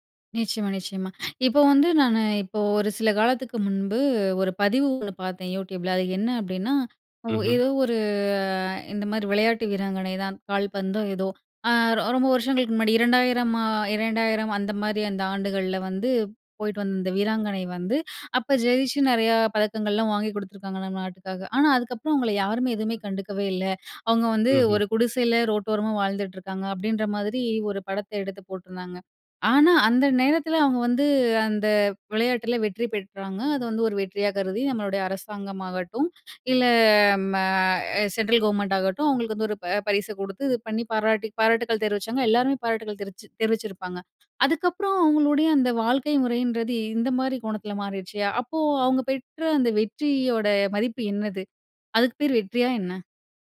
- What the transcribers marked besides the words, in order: other background noise; other noise; drawn out: "ஒரு"
- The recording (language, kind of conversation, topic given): Tamil, podcast, நீங்கள் வெற்றியை எப்படி வரையறுக்கிறீர்கள்?